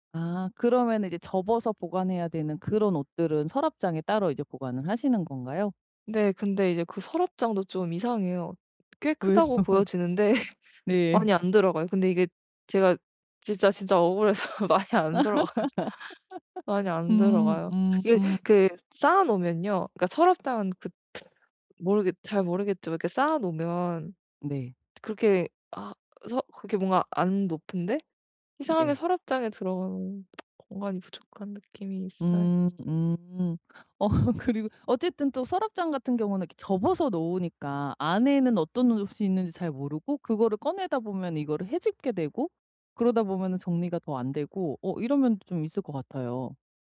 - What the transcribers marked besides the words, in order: tapping; laughing while speaking: "왜죠?"; laughing while speaking: "보여지는데"; laugh; laughing while speaking: "억울해서 많이 안 들어가요"; other background noise; laugh; tsk; laughing while speaking: "어 그리고"
- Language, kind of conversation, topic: Korean, advice, 한정된 공간에서 물건을 가장 효율적으로 정리하려면 어떻게 시작하면 좋을까요?